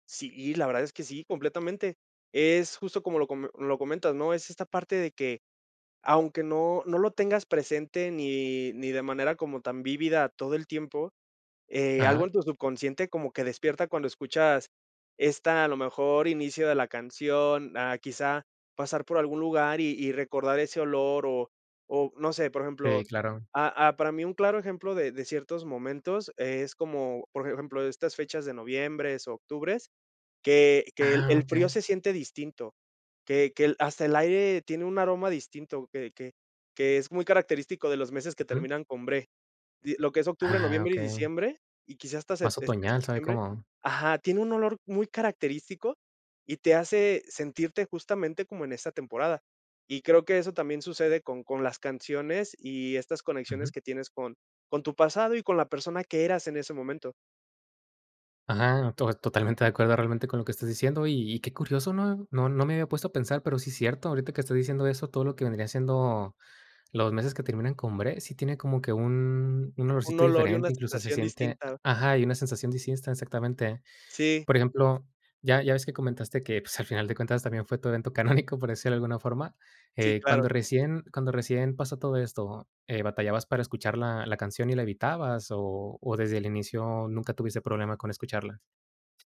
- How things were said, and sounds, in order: "distinta" said as "disinsta"; chuckle
- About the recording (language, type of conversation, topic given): Spanish, podcast, ¿Qué canción recuerdas de tu primer amor?